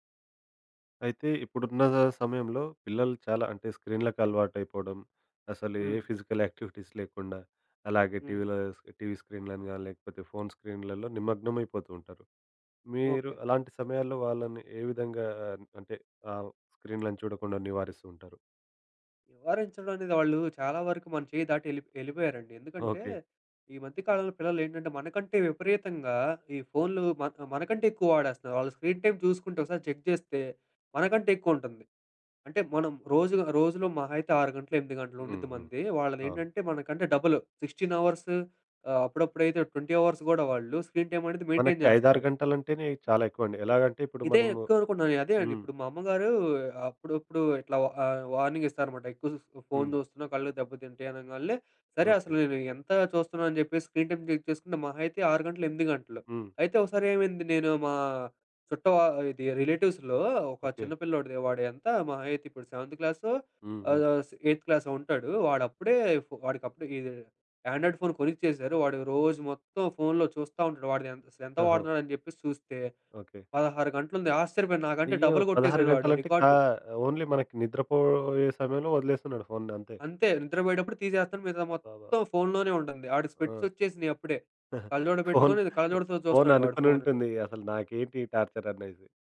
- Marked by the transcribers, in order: in English: "ఫిజికల్ యాక్టివిటీస్"; in English: "స్క్రీన్ టైమ్"; in English: "చెక్"; in English: "డబుల్ సిక్స్టీన్"; in English: "ట్వంటీ అవర్స్"; in English: "స్క్రీన్ టైమ్"; in English: "మెయింటైన్"; other background noise; in English: "వార్నింగ్"; in English: "స్క్రీన్ టైమ్ చెక్"; in English: "రిలేటివ్స్‌లో"; in English: "ఆండ్రాయిడ్ ఫోన్"; in English: "డబుల్"; in English: "ఓన్లీ"; in English: "స్పెక్ట్స్"; chuckle; in English: "టార్చర్"
- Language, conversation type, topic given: Telugu, podcast, బిడ్డల డిజిటల్ స్క్రీన్ టైమ్‌పై మీ అభిప్రాయం ఏమిటి?